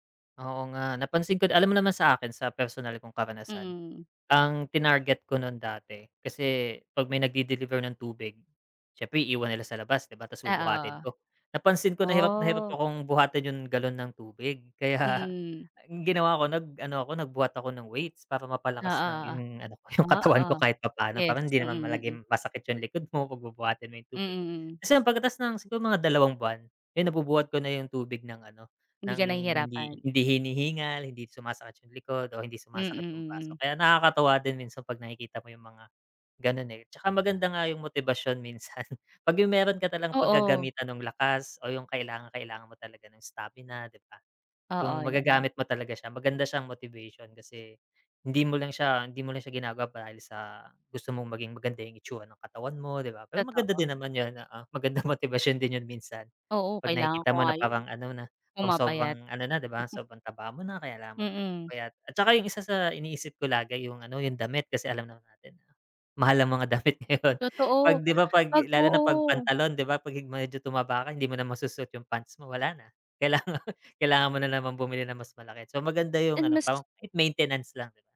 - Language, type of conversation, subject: Filipino, unstructured, Bakit sa tingin mo maraming tao ang nahihirapang mag-ehersisyo araw-araw?
- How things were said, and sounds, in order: laugh